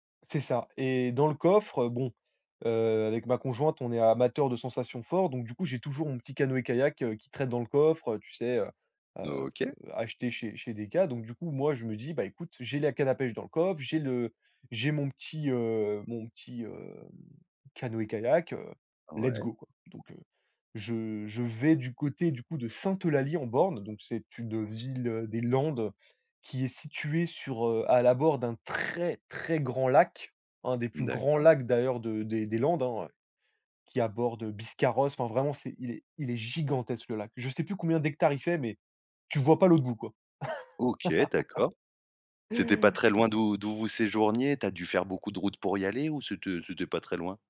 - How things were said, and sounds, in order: "Decathlon" said as "Decat"; other background noise; in English: "let's go"; stressed: "Sainte-Eulalie-en-Born"; stressed: "très, très"; stressed: "gigantesque"; laugh
- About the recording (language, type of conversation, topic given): French, podcast, Peux-tu nous raconter une de tes aventures en solo ?